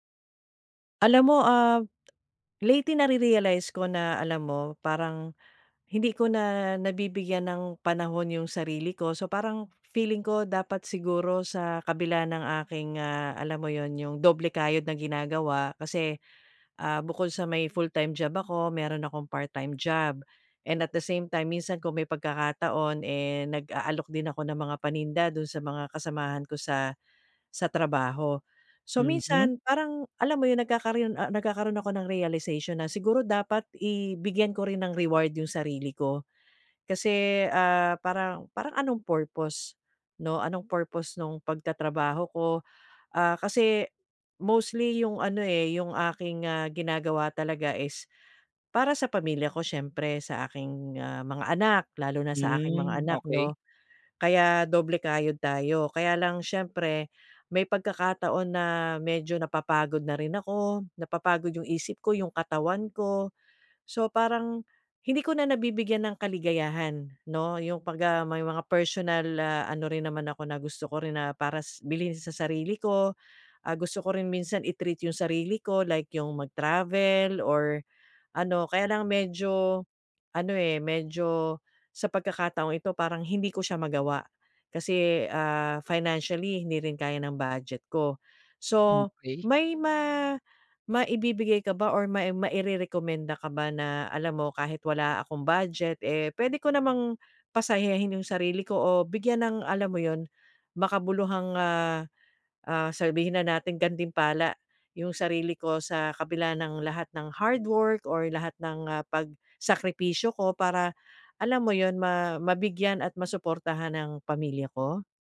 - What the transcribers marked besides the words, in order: other background noise; stressed: "doble kayod"; in English: "full-time job"; in English: "part-time job. And at the same time"; in English: "realization"; in English: "purpose"; in English: "mostly"; stressed: "mga anak"
- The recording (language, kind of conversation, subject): Filipino, advice, Paano ako pipili ng makabuluhang gantimpala para sa sarili ko?